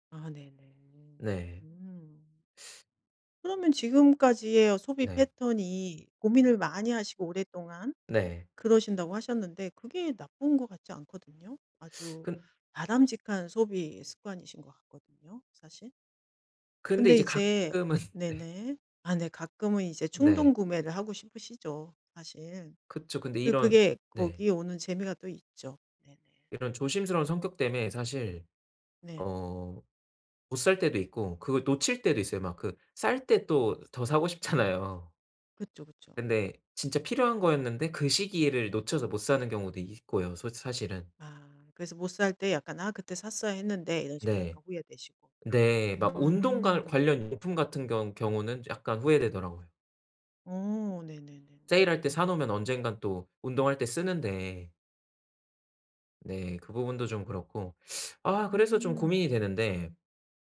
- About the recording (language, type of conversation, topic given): Korean, advice, 단기 소비와 장기 저축 사이에서 어떻게 균형을 맞추면 좋을까요?
- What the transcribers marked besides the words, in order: laughing while speaking: "가끔은"; laughing while speaking: "싶잖아요"